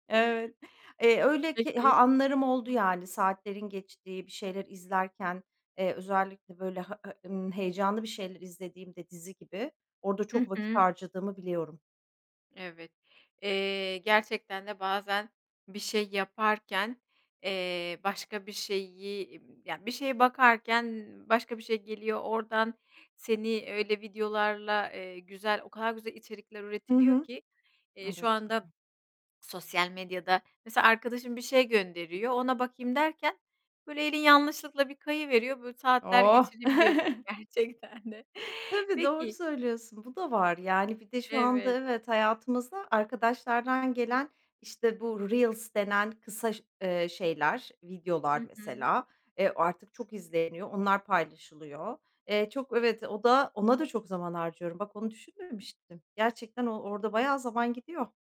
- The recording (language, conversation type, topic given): Turkish, podcast, Akıllı telefon hayatını kolaylaştırdı mı yoksa dağıttı mı?
- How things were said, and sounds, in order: other background noise; unintelligible speech; chuckle; laughing while speaking: "gerçekten de"; tapping